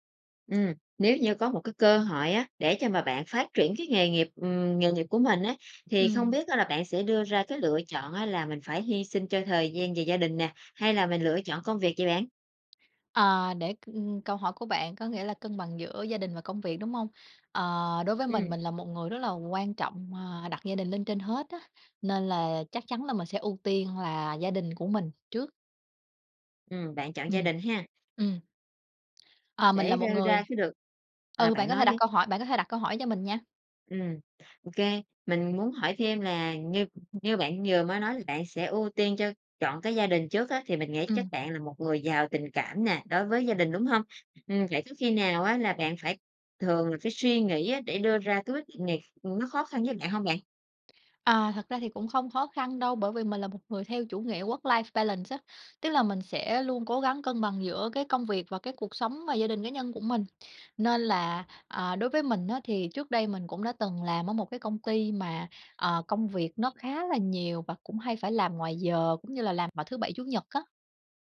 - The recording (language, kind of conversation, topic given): Vietnamese, podcast, Bạn cân bằng giữa gia đình và công việc ra sao khi phải đưa ra lựa chọn?
- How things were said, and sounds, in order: tapping; other noise; in English: "Work life balance"